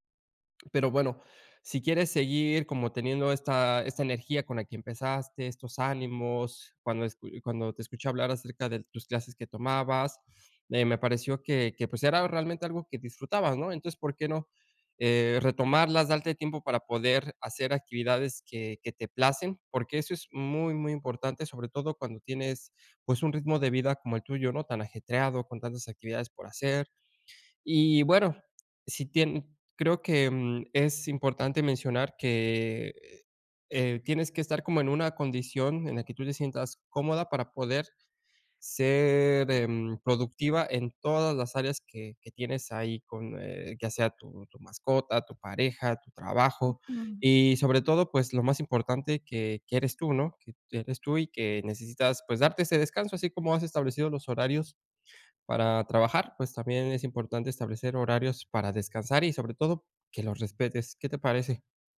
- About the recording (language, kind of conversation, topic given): Spanish, advice, ¿Cómo puedo tomarme pausas de ocio sin sentir culpa ni juzgarme?
- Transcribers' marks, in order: none